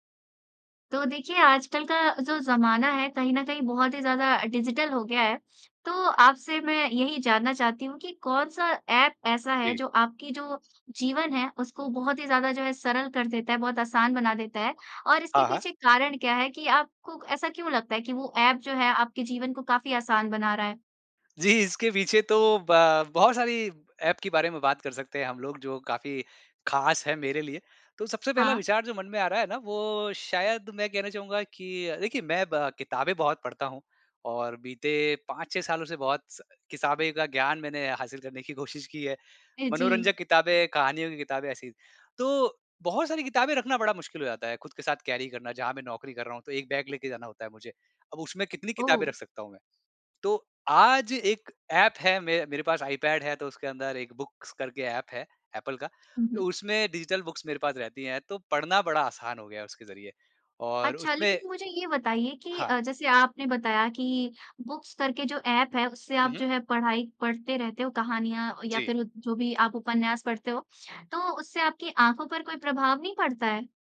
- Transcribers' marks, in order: in English: "डिजिटल"; laughing while speaking: "करने की कोशिश की है"; in English: "बुक्स"; in English: "डिजिटल बुक्स"; unintelligible speech
- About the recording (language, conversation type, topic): Hindi, podcast, कौन सा ऐप आपकी ज़िंदगी को आसान बनाता है और क्यों?